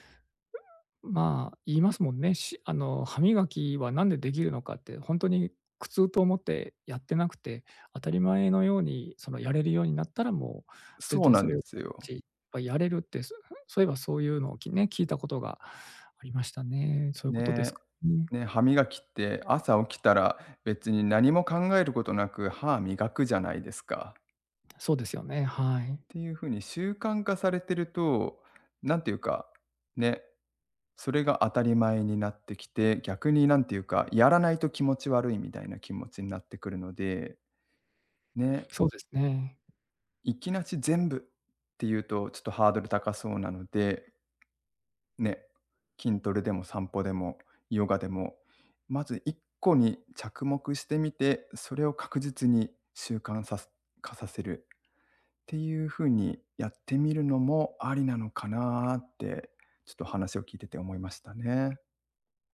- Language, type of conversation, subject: Japanese, advice, 運動を続けられず気持ちが沈む
- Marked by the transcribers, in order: other noise; unintelligible speech; tapping